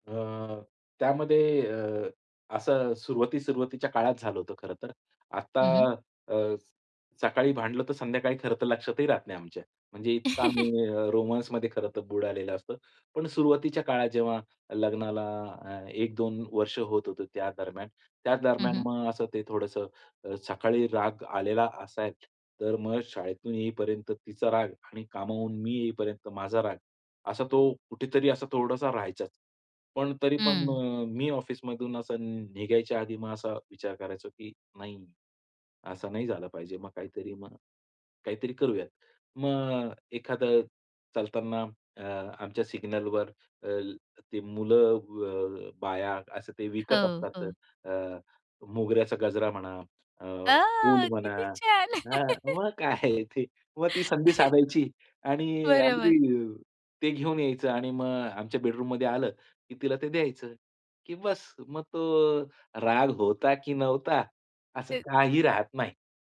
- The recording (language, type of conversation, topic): Marathi, podcast, दीर्घ नात्यात रोमँस कसा जपता येईल?
- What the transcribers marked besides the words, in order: chuckle; laughing while speaking: "अ, किती छान"; laugh; laughing while speaking: "हां. मग काय आहे"; chuckle; laughing while speaking: "बरोबर"